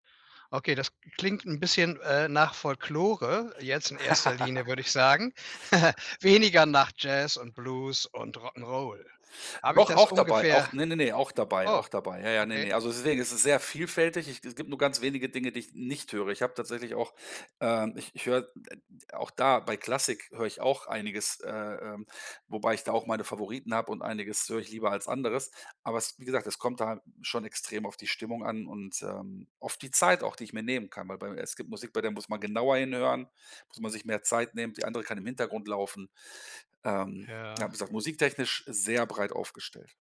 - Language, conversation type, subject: German, podcast, Hat Streaming dein Musikverhalten und deinen Musikgeschmack verändert?
- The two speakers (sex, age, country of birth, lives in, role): male, 50-54, Germany, Germany, guest; male, 70-74, Germany, Germany, host
- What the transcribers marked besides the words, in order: giggle; other background noise; chuckle; other noise